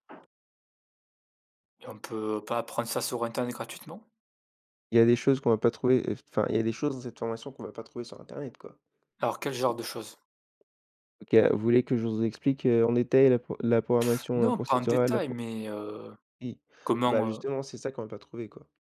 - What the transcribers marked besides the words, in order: other background noise; tapping
- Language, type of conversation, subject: French, unstructured, Comment les plateformes d’apprentissage en ligne transforment-elles l’éducation ?